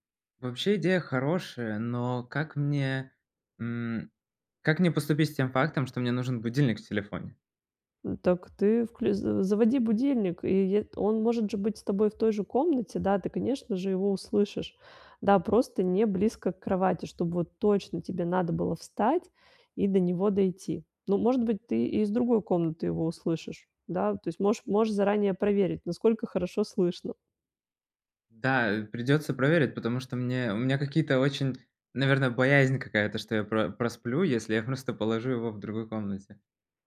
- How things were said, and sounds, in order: none
- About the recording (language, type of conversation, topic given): Russian, advice, Как мне просыпаться бодрее и побороть утреннюю вялость?